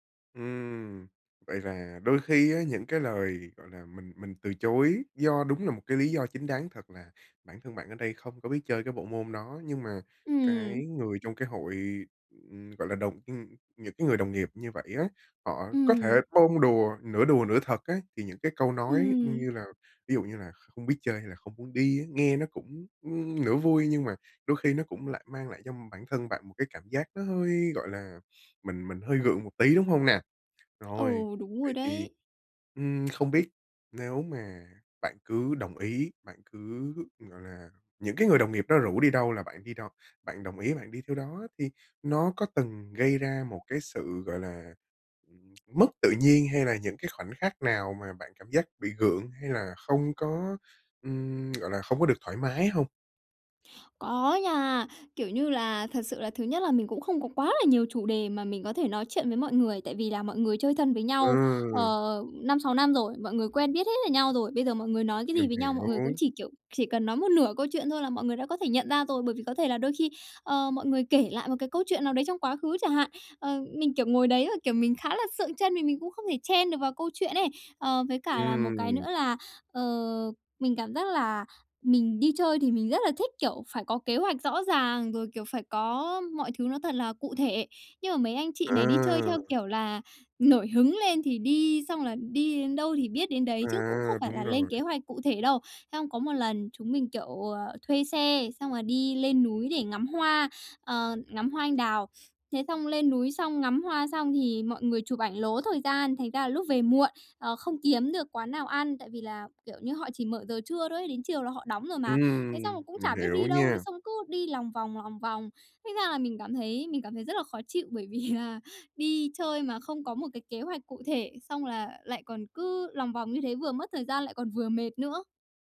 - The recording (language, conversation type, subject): Vietnamese, advice, Làm sao để từ chối lời mời mà không làm mất lòng người khác?
- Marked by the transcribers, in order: tapping; laughing while speaking: "vì"